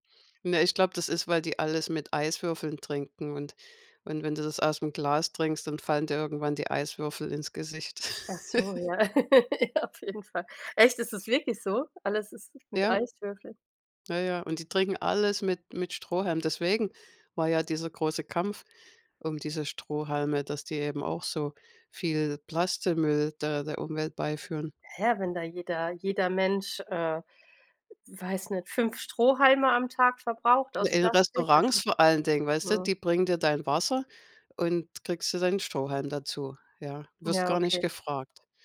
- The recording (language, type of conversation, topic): German, unstructured, Was stört dich an der Verschmutzung der Natur am meisten?
- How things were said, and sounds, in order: laugh; laughing while speaking: "auf jeden Fall"; unintelligible speech